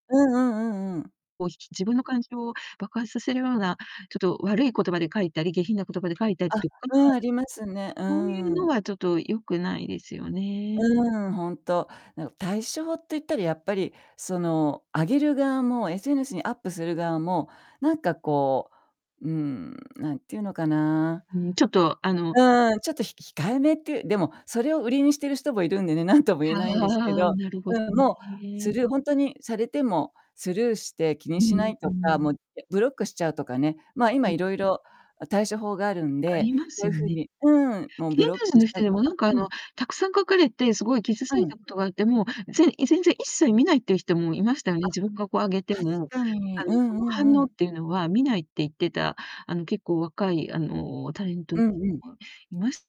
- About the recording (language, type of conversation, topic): Japanese, unstructured, SNSでの誹謗中傷はどのように防ぐべきだと思いますか？
- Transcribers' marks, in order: tapping; distorted speech; other background noise